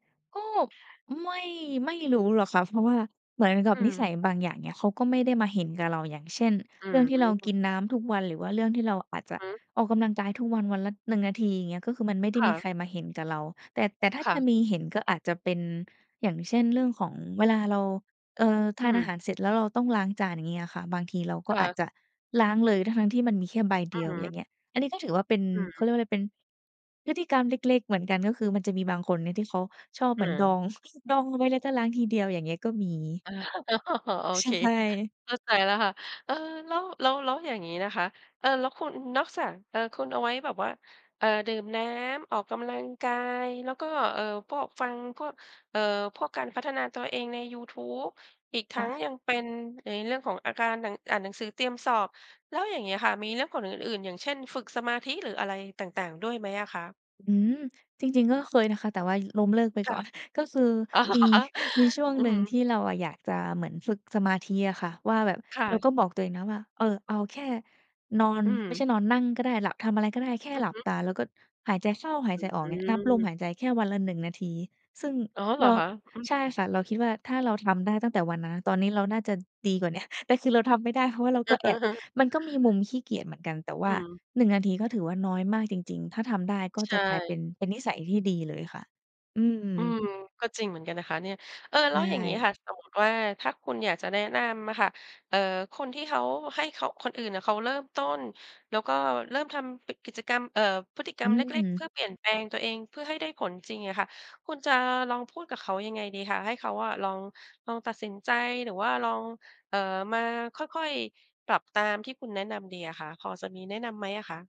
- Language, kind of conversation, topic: Thai, podcast, การเปลี่ยนพฤติกรรมเล็กๆ ของคนมีผลจริงไหม?
- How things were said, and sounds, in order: chuckle; laugh; chuckle; other background noise; laughing while speaking: "อ๋อ"; chuckle